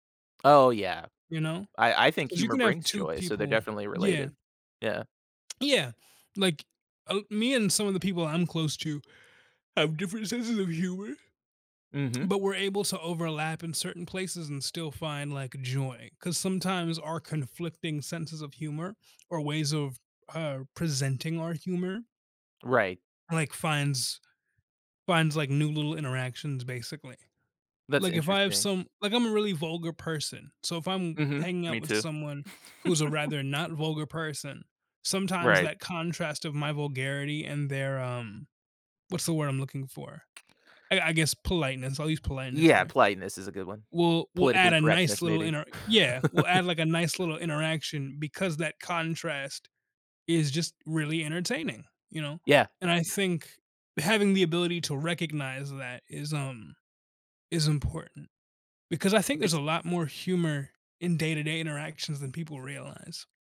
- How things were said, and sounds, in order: yawn; tapping; chuckle; laugh
- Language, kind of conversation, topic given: English, unstructured, How can we use shared humor to keep our relationship close?